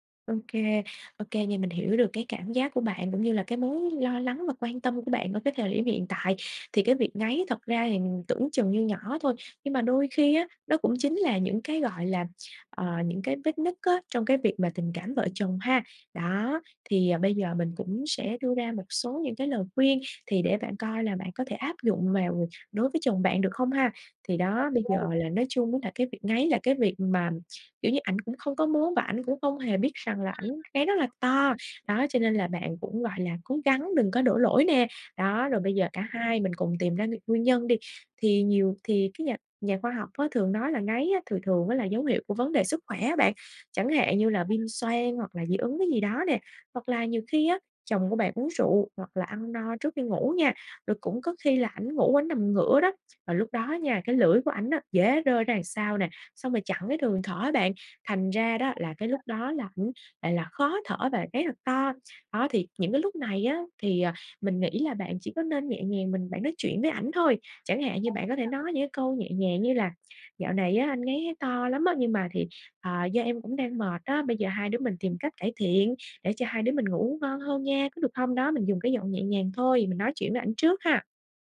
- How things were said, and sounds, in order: other background noise; tapping; unintelligible speech; unintelligible speech; "đằng" said as "ằng"; unintelligible speech
- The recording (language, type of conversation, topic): Vietnamese, advice, Làm thế nào để xử lý tình trạng chồng/vợ ngáy to khiến cả hai mất ngủ?